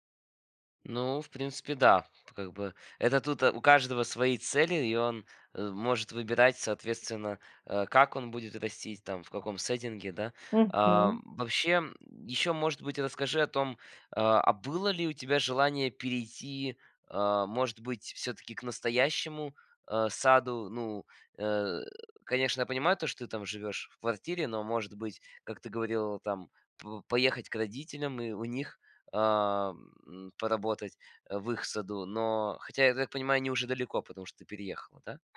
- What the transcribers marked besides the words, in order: in English: "сеттинге"
- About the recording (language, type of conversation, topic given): Russian, podcast, Как лучше всего начать выращивать мини-огород на подоконнике?